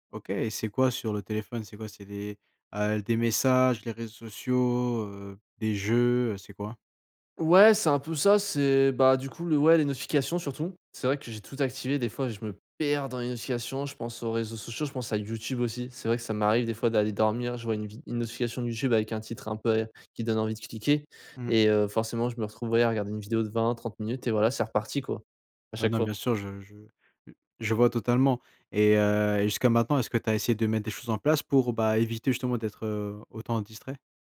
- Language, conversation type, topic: French, advice, Quelles sont tes distractions les plus fréquentes (notifications, réseaux sociaux, courriels) ?
- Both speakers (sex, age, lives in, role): male, 20-24, France, advisor; male, 20-24, France, user
- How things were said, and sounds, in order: stressed: "perds"; tapping